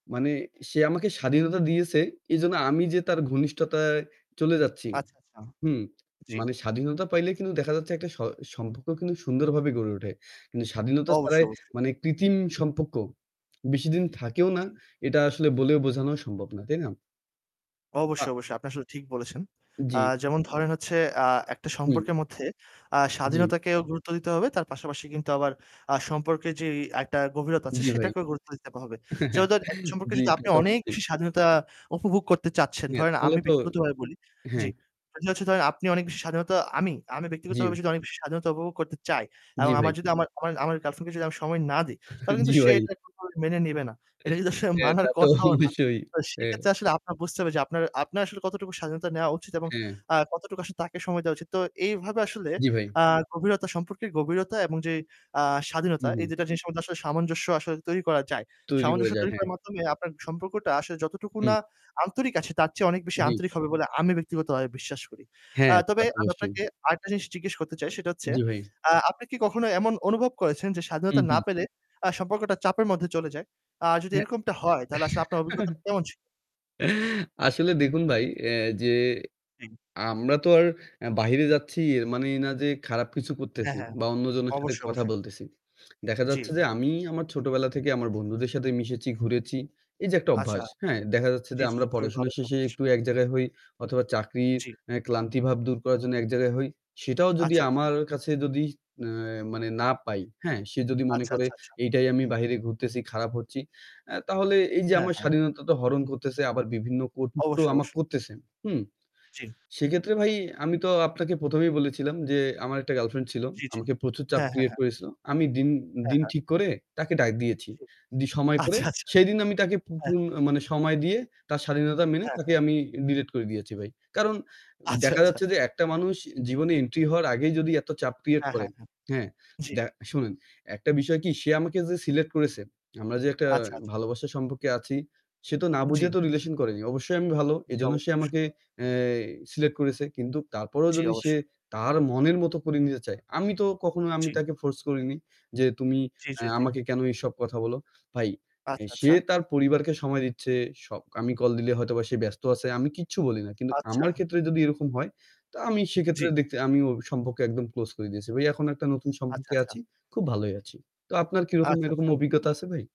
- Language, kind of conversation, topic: Bengali, unstructured, তোমার মতে একটি সম্পর্কের মধ্যে কতটা স্বাধীনতা থাকা প্রয়োজন?
- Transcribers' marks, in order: static; tapping; lip smack; "সম্পর্ক" said as "সম্পকো"; "কৃত্রিম" said as "ক্রিতিম"; "সম্পর্ক" said as "সম্পক্ক"; lip smack; other background noise; chuckle; chuckle; distorted speech; laughing while speaking: "হ্যাঁ, তা তো অবশ্যই। হ্যাঁ"; laughing while speaking: "যদি আসলে"; chuckle; lip smack; "আমাকে" said as "আমাক"; mechanical hum; in English: "create"; in English: "create"; "select" said as "selet"; "সম্পর্ক" said as "সম্পক্ক"; "সম্পর্কে" said as "সম্পকে"